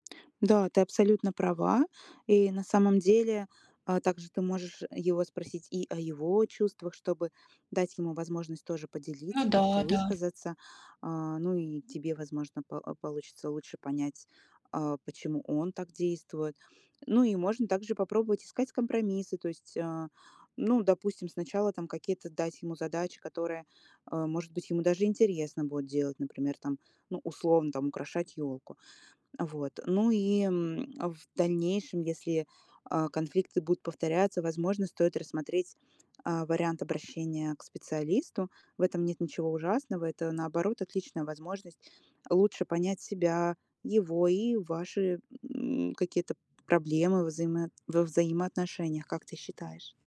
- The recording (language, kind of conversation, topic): Russian, advice, Как мирно решить ссору во время семейного праздника?
- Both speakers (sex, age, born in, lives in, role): female, 25-29, Russia, United States, advisor; female, 35-39, Ukraine, Bulgaria, user
- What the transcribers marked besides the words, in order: tapping; other background noise